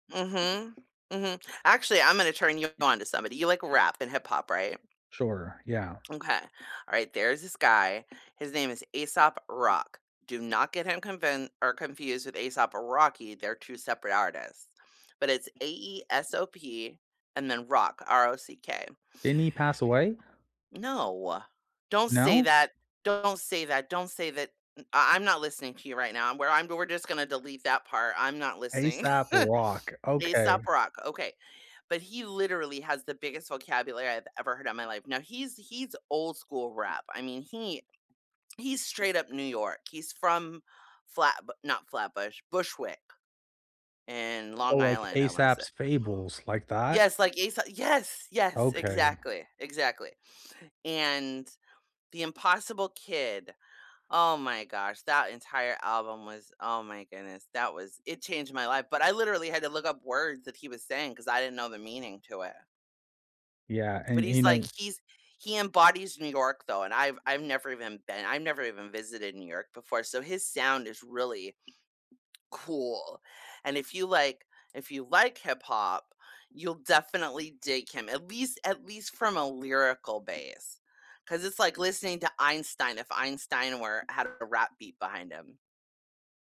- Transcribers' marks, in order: tapping; chuckle; swallow
- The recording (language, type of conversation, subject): English, unstructured, Which songs feel like vivid movie scenes in your life’s soundtrack, and what memories do they bring back?